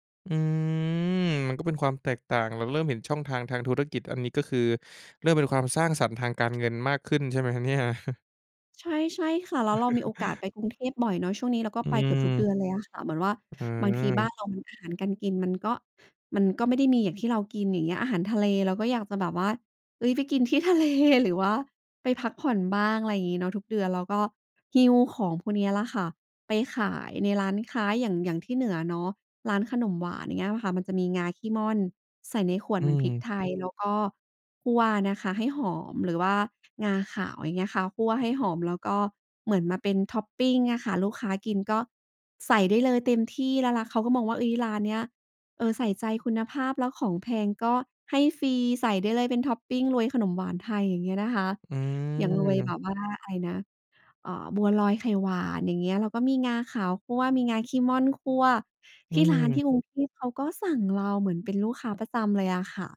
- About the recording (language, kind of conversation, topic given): Thai, podcast, อะไรทำให้คุณรู้สึกว่าตัวเองเป็นคนสร้างสรรค์?
- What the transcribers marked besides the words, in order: chuckle; other background noise; laughing while speaking: "ทะเล"; tapping